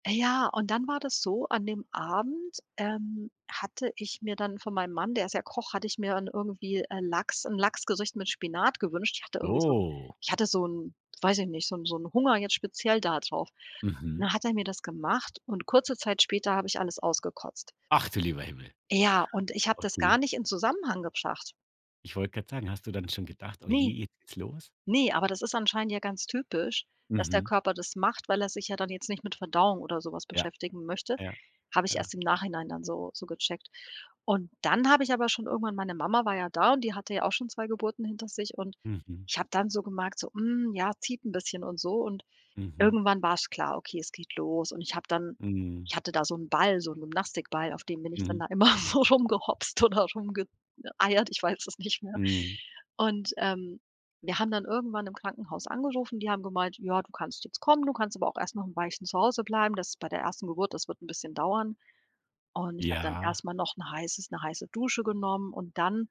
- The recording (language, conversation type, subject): German, podcast, Wie hast du die Geburt deines ersten Kindes erlebt?
- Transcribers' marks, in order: drawn out: "Oh"; surprised: "Ach du lieber Himmel"; laughing while speaking: "immer so rumgehopst oder rumge äh, eiert"